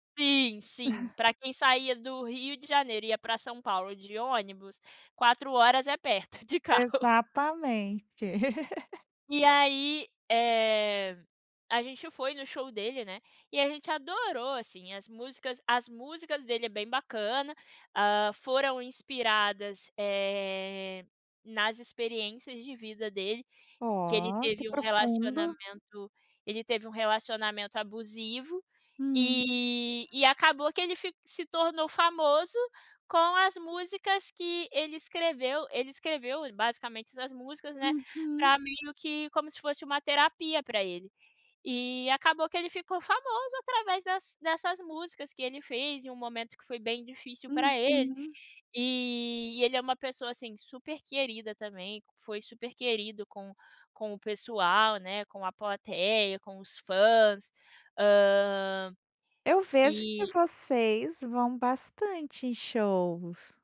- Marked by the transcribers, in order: chuckle; laughing while speaking: "de carro"; laugh; other background noise
- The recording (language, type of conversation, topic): Portuguese, podcast, Tem algum artista que você descobriu por acaso e virou fã?